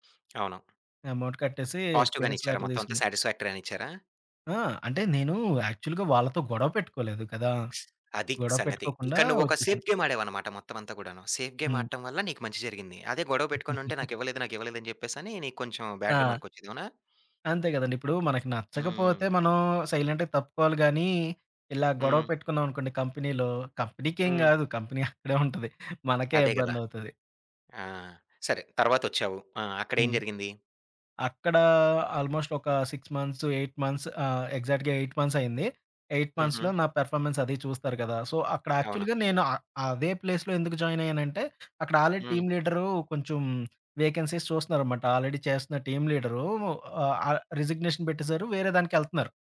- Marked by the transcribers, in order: tapping; other background noise; in English: "ఎమౌంట్"; in English: "ఎక్స్‌పీరియన్స్ లెటర్"; in English: "పాజిటివ్‌గానే"; in English: "శాటిస్ఫాక్టరీ"; in English: "యాక్చువల్‌గా"; teeth sucking; in English: "సేఫ్ గేమ్"; in English: "సేఫ్"; giggle; in English: "బ్యాడ్"; in English: "సైలెంట్‌గా"; in English: "కంపెనీలో, కంపెనీకేం"; in English: "కంపెనీ"; laughing while speaking: "అక్కడే ఉంటది, మనకే"; in English: "సిక్స్ మంత్స్, ఎయిట్ మంత్స్"; in English: "ఎగ్జాక్ట్‌గా ఎయిట్"; in English: "ఎయిట్ మంత్స్‌లో"; in English: "సో"; in English: "యాక్చువల్‌గా"; in English: "ప్లేస్‌లో"; in English: "టీమ్"; in English: "వేకెన్సీస్"; in English: "ఆల్రెడీ"; in English: "టీమ్"; in English: "రిజిగ్నేషన్"
- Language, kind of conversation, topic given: Telugu, podcast, ఒక ఉద్యోగం నుంచి తప్పుకోవడం నీకు విజయానికి తొలి అడుగేనని అనిపిస్తుందా?